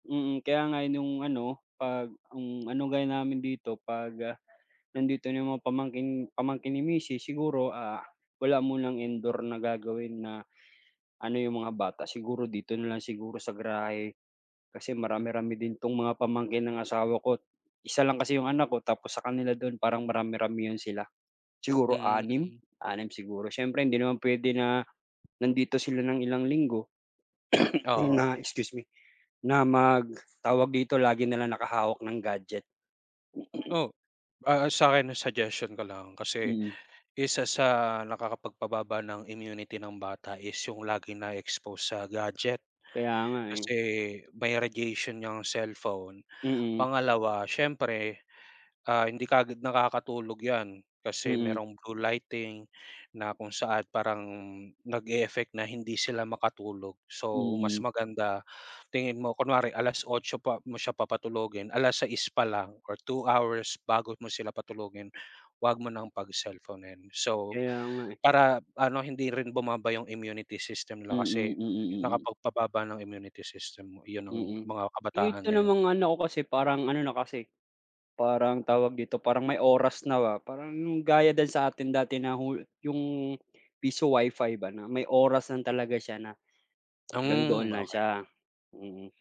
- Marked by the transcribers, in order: other background noise; tapping; cough; cough
- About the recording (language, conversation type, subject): Filipino, unstructured, Ano ang pinaka-nakakatuwang nangyari sa iyo ngayong linggo?